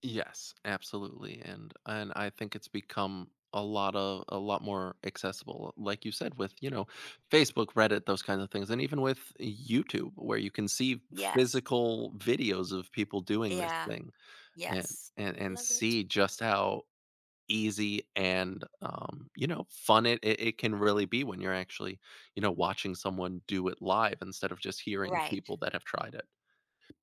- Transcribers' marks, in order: other background noise
- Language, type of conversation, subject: English, podcast, What helps you keep your passion for learning alive over time?